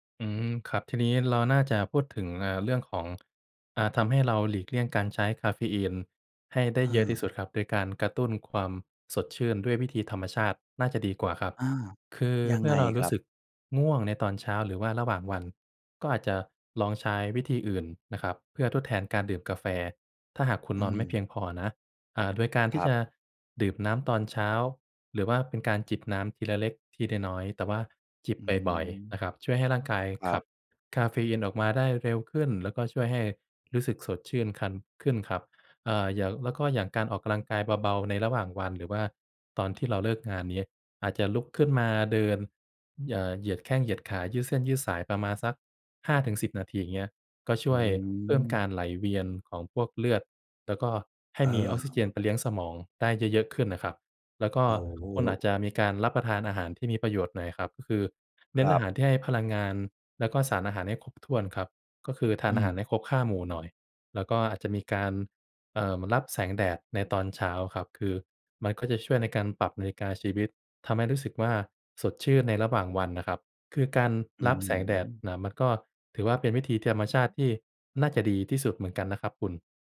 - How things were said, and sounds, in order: other background noise; background speech
- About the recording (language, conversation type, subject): Thai, advice, คุณติดกาแฟและตื่นยากเมื่อขาดคาเฟอีน ควรปรับอย่างไร?